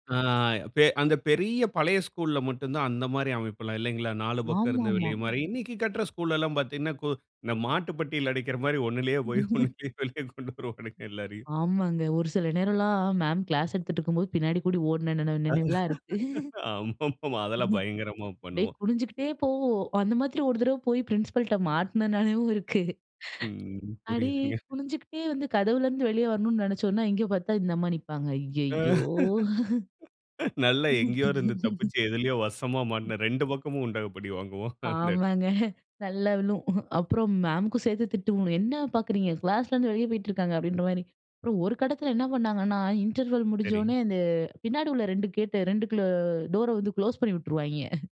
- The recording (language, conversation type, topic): Tamil, podcast, சிறந்த நண்பர்களோடு நேரம் கழிப்பதில் உங்களுக்கு மகிழ்ச்சி தருவது என்ன?
- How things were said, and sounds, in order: laughing while speaking: "அடிக்கிற மாரி ஒண்ணுலேயே போய் ஒண்ணுலேயே வெளியே கொண்டு வருவாங்க எல்லாரையும்"; laugh; other noise; laugh; laughing while speaking: "ஆமாமா, அதெல்லாம் பயங்கரமா பண்ணுவோம்"; chuckle; in English: "பிரின்சிபல்ட்ட"; laughing while speaking: "மாட்டுனனாலையும் இருக்கு"; other background noise; "அடிலயே" said as "அடியே"; laugh; laughing while speaking: "நல்லா எங்கேயோ இருந்து தப்பிச்சு எதிலேயோ வசமா மாட்டுன ரெண்டு பக்கமும் உண்டகப்படி வாங்குவோம். அந்த"; laugh; laughing while speaking: "ஆமாங்க. நல்லா விழும்"; in English: "இன்டர்வெல்"; chuckle